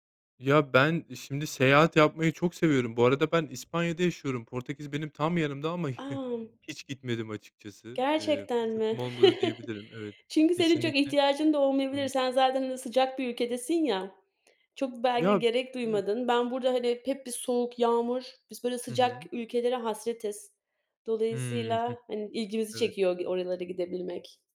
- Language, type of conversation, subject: Turkish, unstructured, Seyahat etmek size ne kadar mutluluk verir?
- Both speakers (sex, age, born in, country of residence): female, 25-29, Turkey, Germany; male, 30-34, Turkey, Spain
- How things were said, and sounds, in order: chuckle